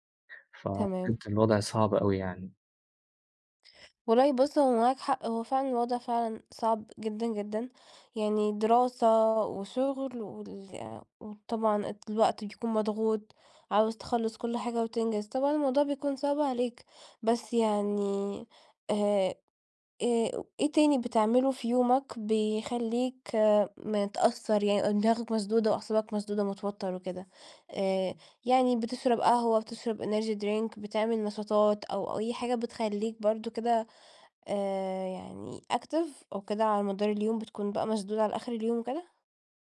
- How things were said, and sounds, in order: other background noise; in English: "energy drink"; in English: "active"
- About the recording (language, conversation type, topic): Arabic, advice, ازاي أقلل وقت استخدام الشاشات قبل النوم؟